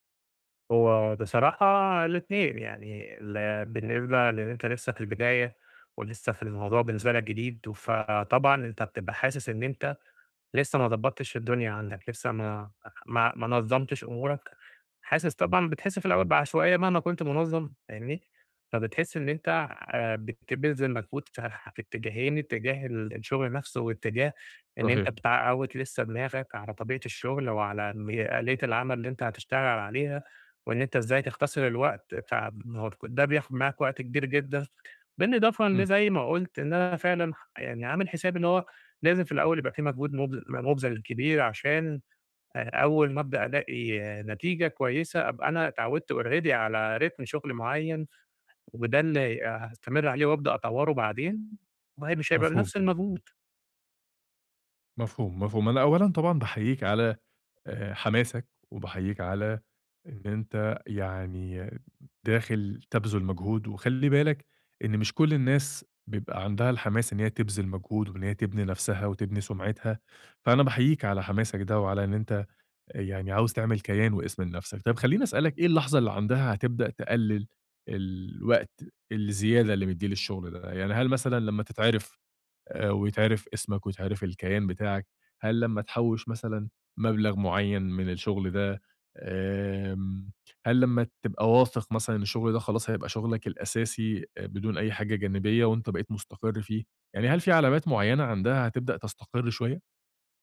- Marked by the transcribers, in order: unintelligible speech; other background noise; in English: "already"; in English: "رتم"; tapping
- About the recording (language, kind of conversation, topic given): Arabic, advice, إزاي بتعاني من إن الشغل واخد وقتك ومأثر على حياتك الشخصية؟